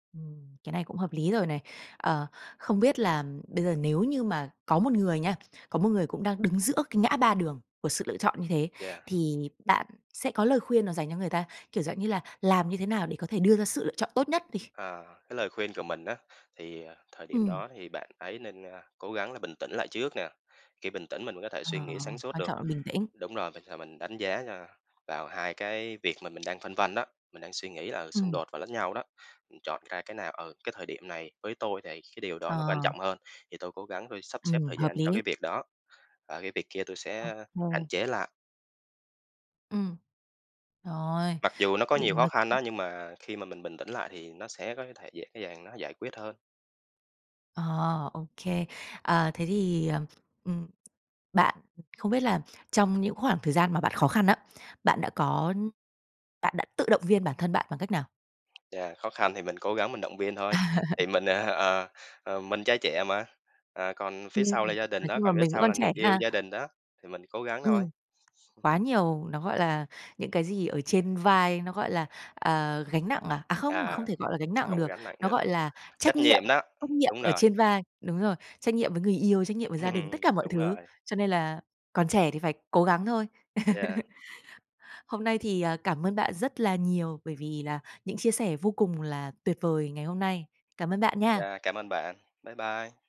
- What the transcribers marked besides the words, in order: tapping; unintelligible speech; other background noise; laugh; other noise; chuckle; laugh
- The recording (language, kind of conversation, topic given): Vietnamese, podcast, Bạn xử lý thế nào khi hai giá trị quan trọng xung đột với nhau?